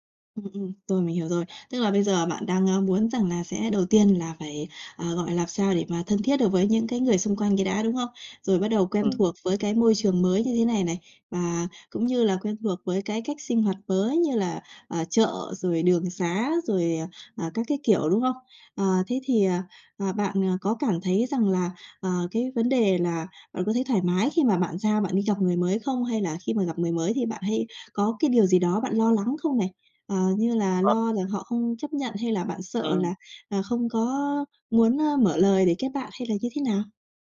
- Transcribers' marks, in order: tapping; other background noise
- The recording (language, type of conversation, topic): Vietnamese, advice, Làm sao để thích nghi khi chuyển đến một thành phố khác mà chưa quen ai và chưa quen môi trường xung quanh?